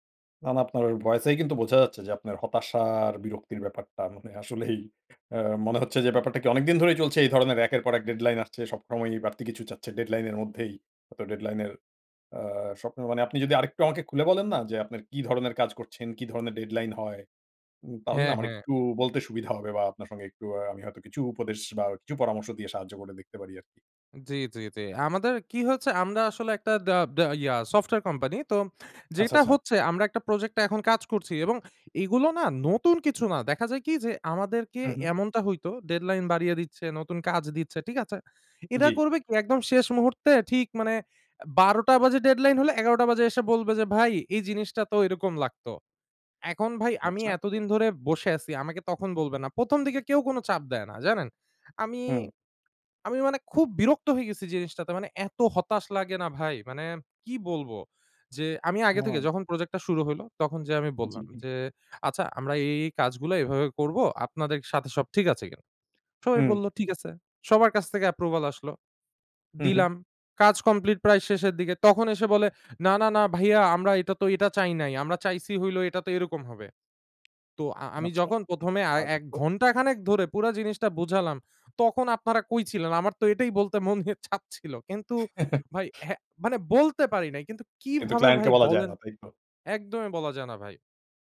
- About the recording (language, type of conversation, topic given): Bengali, advice, ডেডলাইন চাপের মধ্যে নতুন চিন্তা বের করা এত কঠিন কেন?
- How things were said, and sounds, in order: drawn out: "হতাশা"; scoff; in English: "approval"; put-on voice: "না, না, না, ভাইয়া আমরা … তো এইরকম হবে"; scoff; chuckle; stressed: "বলতে"